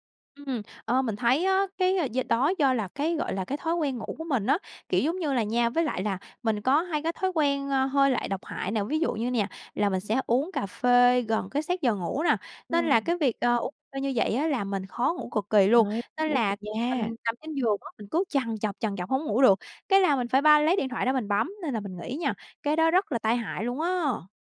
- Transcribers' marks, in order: tapping
- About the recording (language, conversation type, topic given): Vietnamese, podcast, Thói quen ngủ ảnh hưởng thế nào đến mức stress của bạn?